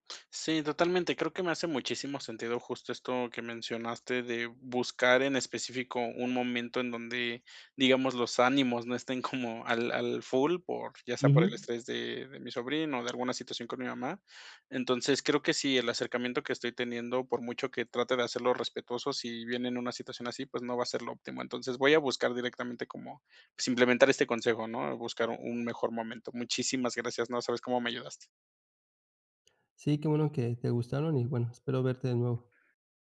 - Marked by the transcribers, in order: laughing while speaking: "como"; tapping
- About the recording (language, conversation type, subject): Spanish, advice, ¿Cómo puedo expresar lo que pienso sin generar conflictos en reuniones familiares?